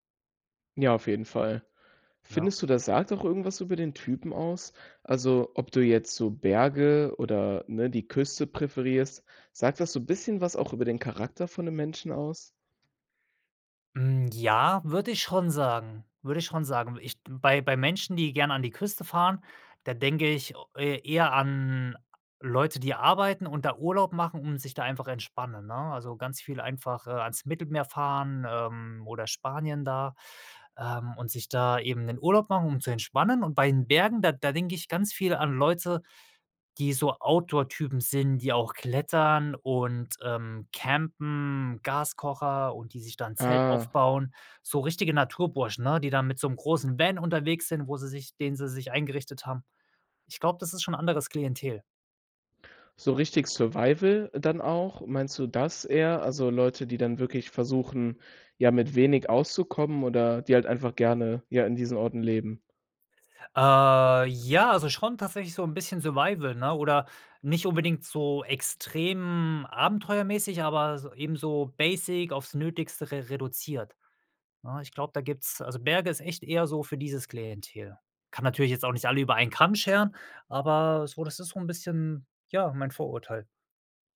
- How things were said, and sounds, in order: in English: "Survival"; in English: "basic"
- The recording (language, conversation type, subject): German, podcast, Was fasziniert dich mehr: die Berge oder die Küste?